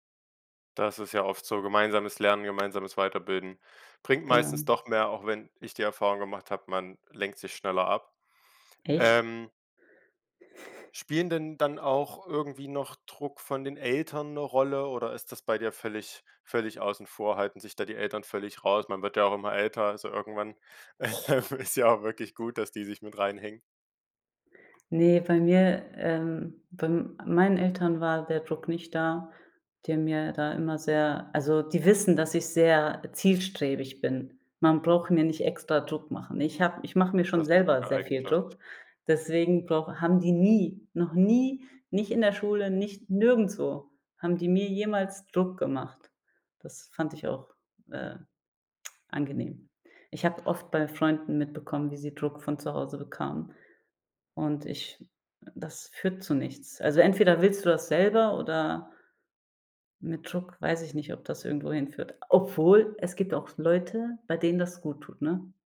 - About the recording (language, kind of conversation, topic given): German, podcast, Wie gehst du persönlich mit Prüfungsangst um?
- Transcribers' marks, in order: laugh; laughing while speaking: "ähm, ist"; stressed: "nie"; stressed: "nie"; stressed: "Obwohl"